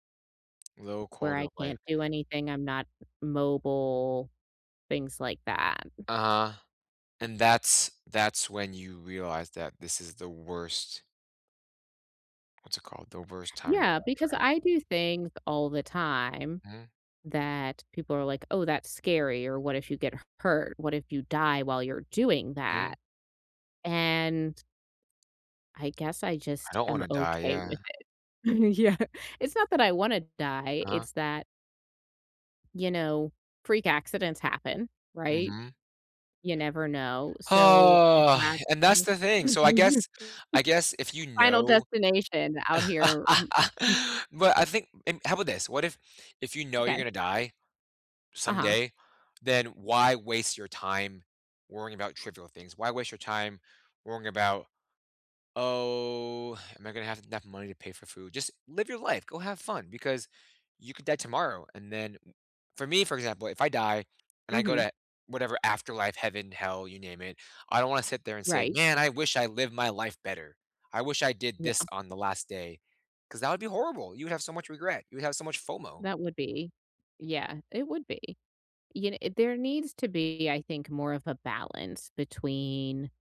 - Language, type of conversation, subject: English, unstructured, Why is it important to face fears about dying?
- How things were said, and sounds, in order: other background noise; laughing while speaking: "Yeah"; sigh; chuckle; laugh; tapping; drawn out: "Oh"